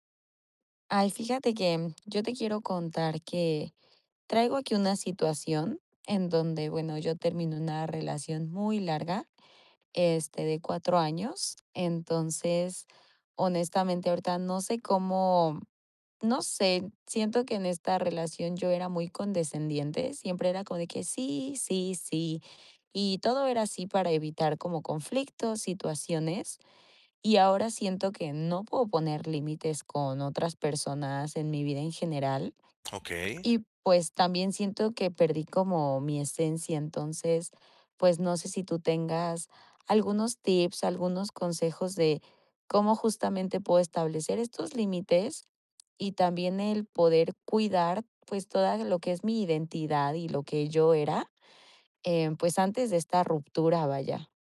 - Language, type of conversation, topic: Spanish, advice, ¿Cómo puedo establecer límites y prioridades después de una ruptura?
- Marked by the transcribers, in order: none